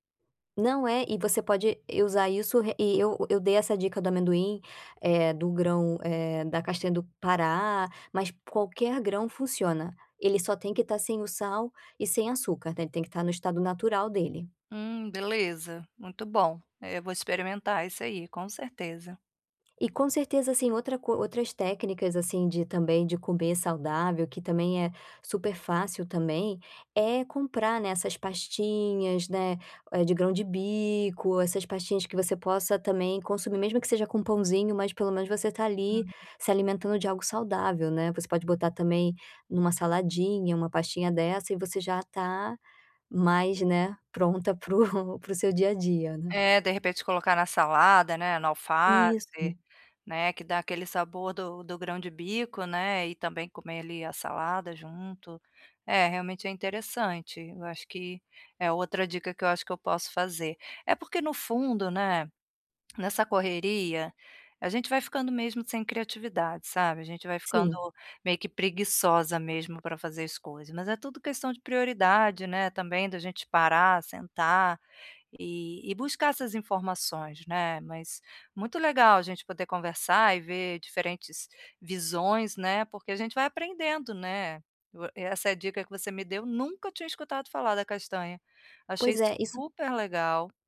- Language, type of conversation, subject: Portuguese, advice, Como posso equilibrar praticidade e saúde ao escolher alimentos?
- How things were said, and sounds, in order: laughing while speaking: "para o"; tapping